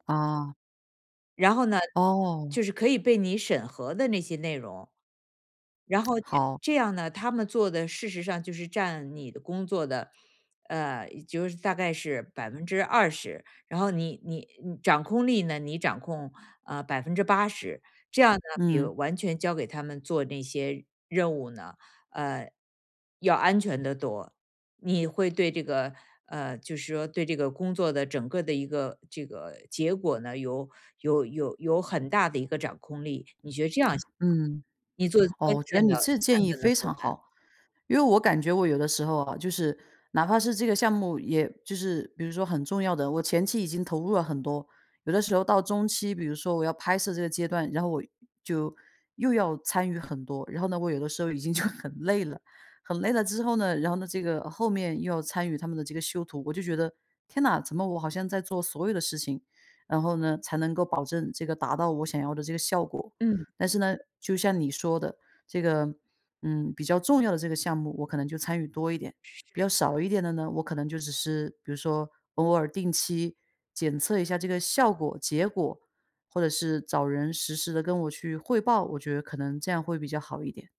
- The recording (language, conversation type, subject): Chinese, advice, 我害怕把工作交給別人後會失去對結果和進度的掌控，該怎麼辦？
- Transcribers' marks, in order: other background noise; lip smack; lip smack; laughing while speaking: "就"